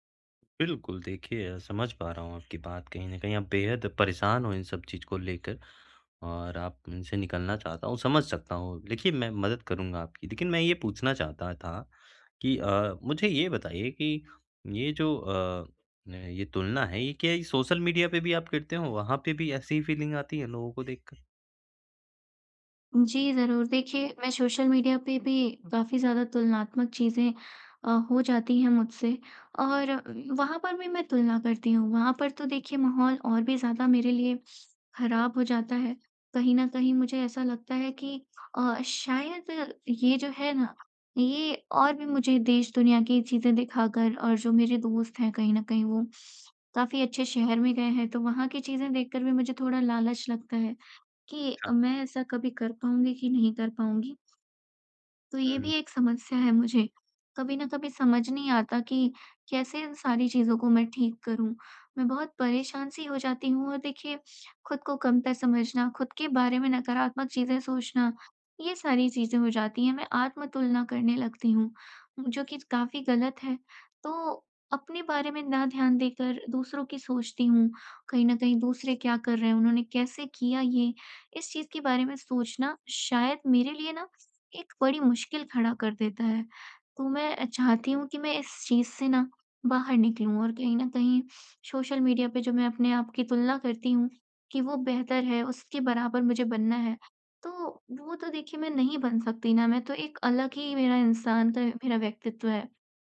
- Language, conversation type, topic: Hindi, advice, मैं अक्सर दूसरों की तुलना में अपने आत्ममूल्य को कम क्यों समझता/समझती हूँ?
- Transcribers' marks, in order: other background noise; "लेकिन" said as "देकिन"; in English: "फीलिंग"; tapping